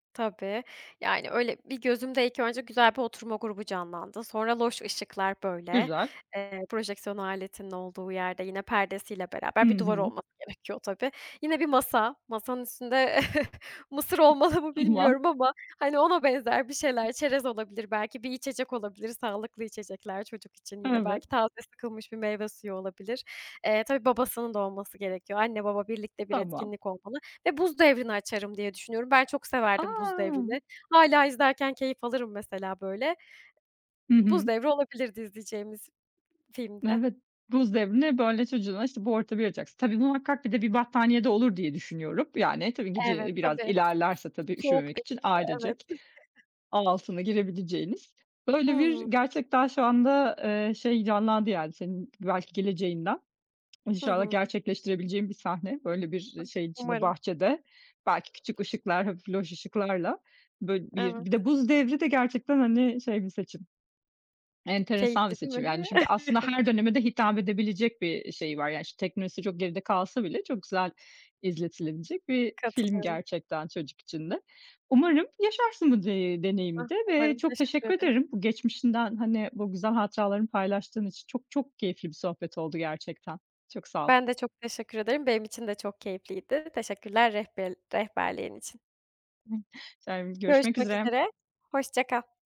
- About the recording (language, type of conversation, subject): Turkish, podcast, Ailenizde sinema geceleri nasıl geçerdi, anlatır mısın?
- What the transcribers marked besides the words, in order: other noise; chuckle; tapping; unintelligible speech; unintelligible speech; chuckle; other background noise; chuckle; unintelligible speech